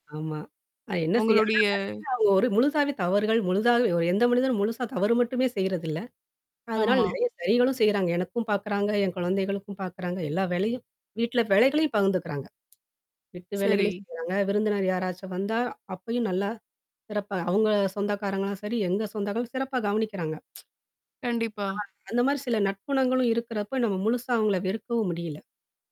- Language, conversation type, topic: Tamil, podcast, நீங்கள் முதன்முறையாக மன்னிப்பு கேட்ட தருணத்தைப் பற்றி சொல்ல முடியுமா?
- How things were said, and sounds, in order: static; distorted speech; "வீட்டு" said as "விட்டு"; tsk; unintelligible speech